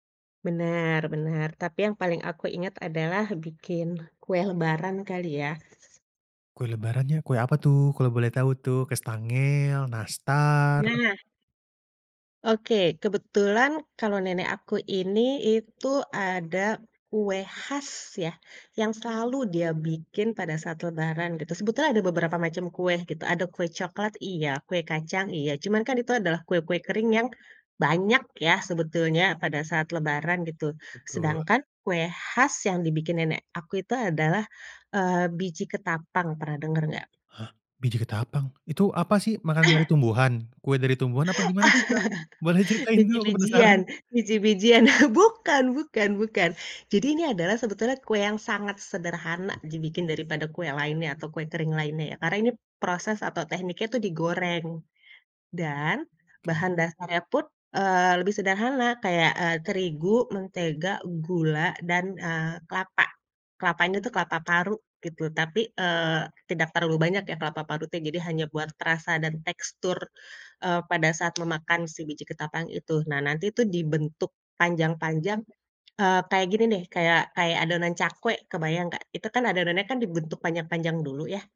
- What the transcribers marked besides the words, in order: other background noise; tapping; chuckle; laugh; laughing while speaking: "Boleh ceritain dulu aku penasaran"; chuckle; background speech
- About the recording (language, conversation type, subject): Indonesian, podcast, Ceritakan pengalaman memasak bersama nenek atau kakek dan apakah ada ritual yang berkesan?